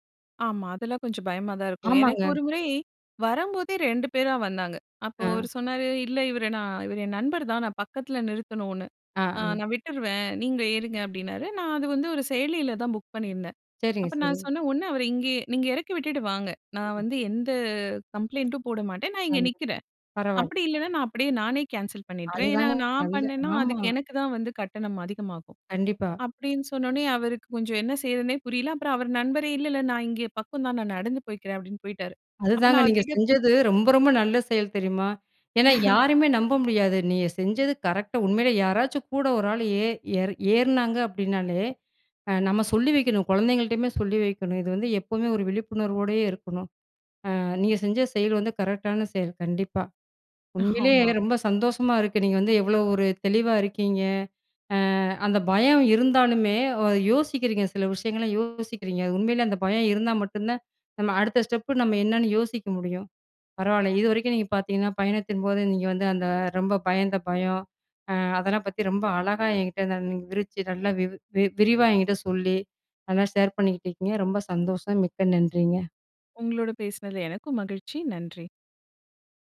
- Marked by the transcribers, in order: other background noise; laugh; in English: "கரெக்ட்டா"; in English: "கரெக்டான"; laughing while speaking: "ஆமா"; "விவரிச்சு" said as "விரிச்சு"; in English: "ஷேர்"
- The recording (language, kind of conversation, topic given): Tamil, podcast, பயணத்தின் போது உங்களுக்கு ஏற்பட்ட மிகப் பெரிய அச்சம் என்ன, அதை நீங்கள் எப்படிக் கடந்து வந்தீர்கள்?